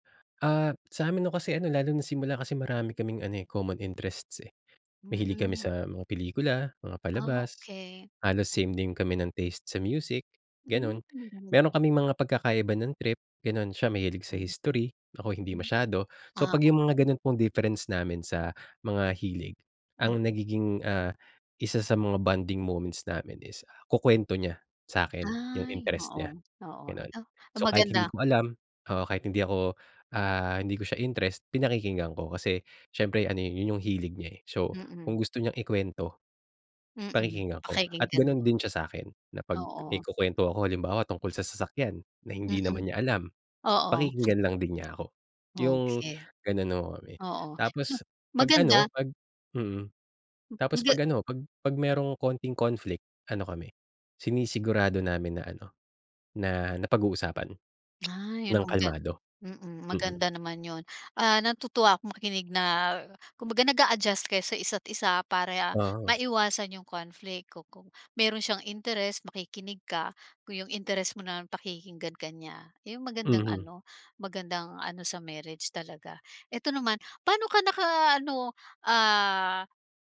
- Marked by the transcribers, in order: other background noise; tongue click
- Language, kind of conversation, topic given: Filipino, podcast, Paano mo pinipili ang taong makakasama mo habang buhay?